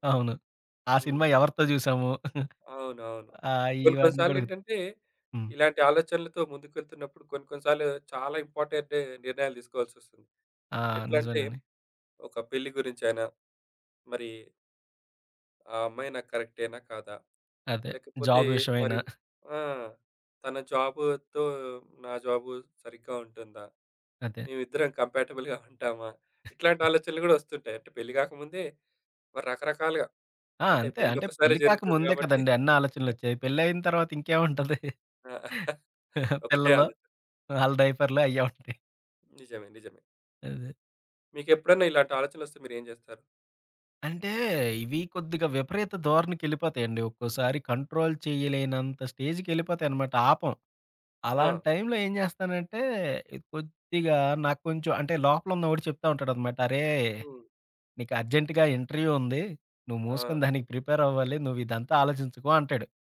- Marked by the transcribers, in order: chuckle; other background noise; in English: "ఇంపార్టెంట్"; in English: "జాబ్"; chuckle; in English: "కంపాటబుల్‍గా"; chuckle; chuckle; tapping; in English: "కంట్రోల్"; in English: "ఇంటర్‌వ్యూ"; giggle; in English: "ప్రిపేర్"
- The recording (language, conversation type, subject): Telugu, podcast, ఆలోచనలు వేగంగా పరుగెత్తుతున్నప్పుడు వాటిని ఎలా నెమ్మదింపచేయాలి?